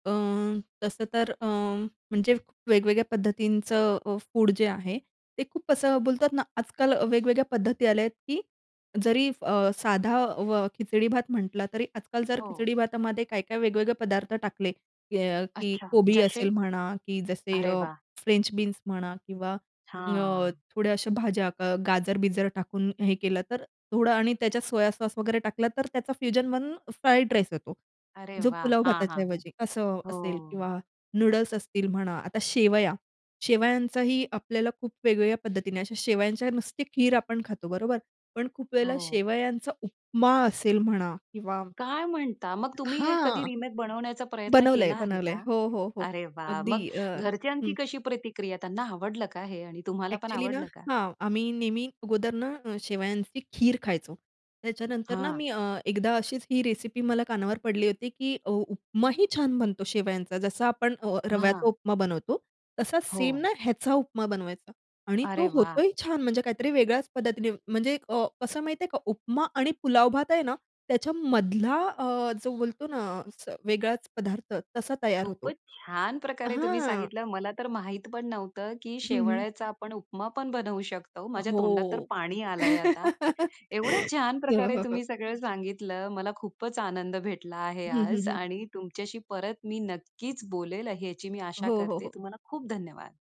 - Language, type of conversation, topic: Marathi, podcast, तुमच्या घरचं सर्वात आवडतं सुखदायक घरचं जेवण कोणतं, आणि का?
- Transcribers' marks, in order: in English: "फ्युजन"; laugh; other background noise; tapping